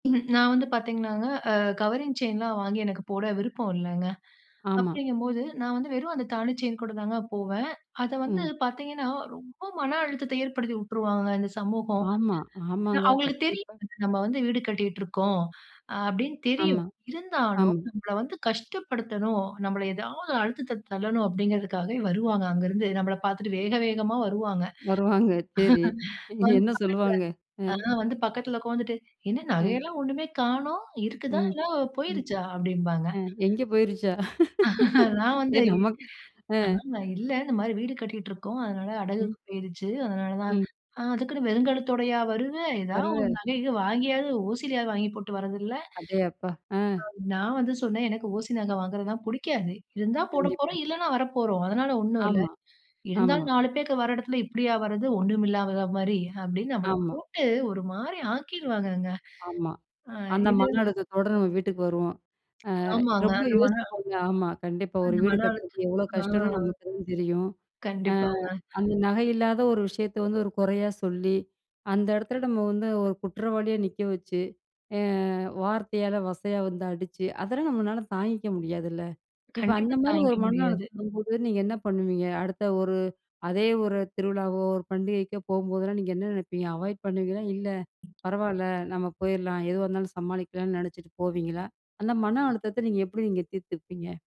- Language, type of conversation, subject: Tamil, podcast, சமூக அழுத்தம் உங்களை பாதிக்கும்போது அதை நீங்கள் எப்படி சமாளிக்கிறீர்கள்?
- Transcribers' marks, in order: laughing while speaking: "வருவாங்க, சரி. என்ன சொல்லுவாங்க? அ"; laugh; laugh; tapping; in English: "அவாய்ட்"